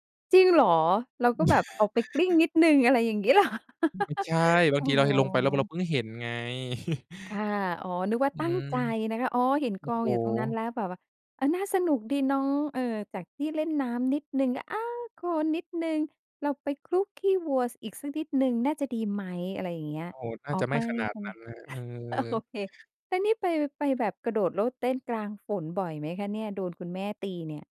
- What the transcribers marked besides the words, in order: chuckle; laughing while speaking: "เหรอ ?"; laugh; chuckle; chuckle; laughing while speaking: "โอเค"
- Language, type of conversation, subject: Thai, podcast, ช่วงฤดูฝนคุณมีความทรงจำพิเศษอะไรบ้าง?
- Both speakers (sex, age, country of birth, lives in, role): female, 50-54, Thailand, Thailand, host; male, 20-24, Thailand, Thailand, guest